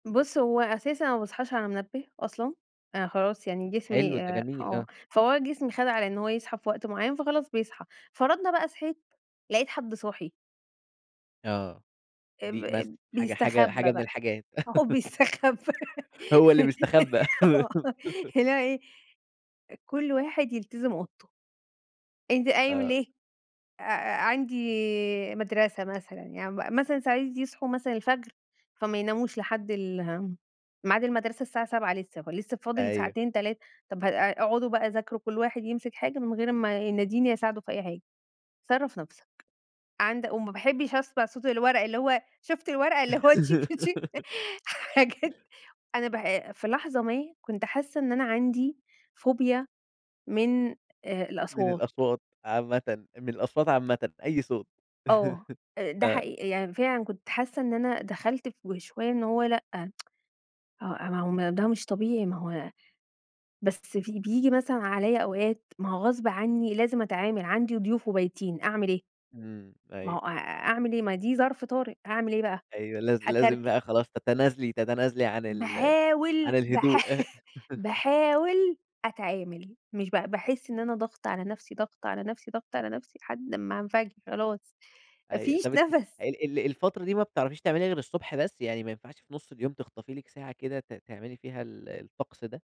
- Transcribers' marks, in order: laughing while speaking: "هو بيستخبى آه"; laugh; giggle; laugh; laugh; laughing while speaking: "تشك تشك حاجات أنا ب"; chuckle; tapping; laugh; tsk; laugh
- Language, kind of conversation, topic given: Arabic, podcast, إيه طقوسك الصباحية اللي ما بتفوتهاش؟